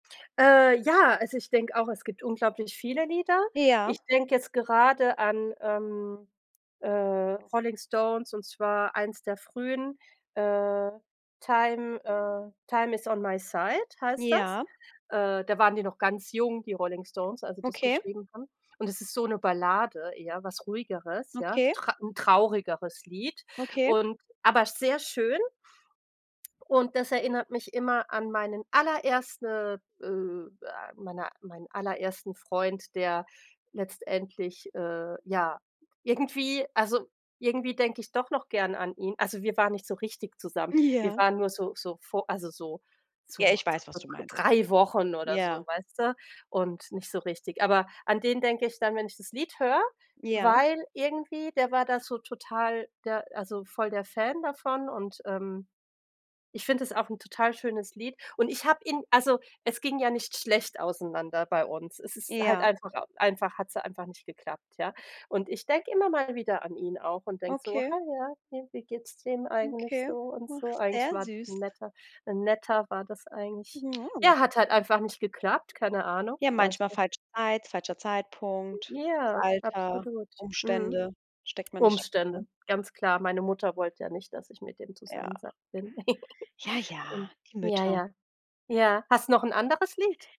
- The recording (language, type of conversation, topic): German, unstructured, Gibt es ein Lied, das dich an eine bestimmte Zeit erinnert?
- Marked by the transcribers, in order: other background noise; joyful: "Ja"; other noise; chuckle; drawn out: "ja"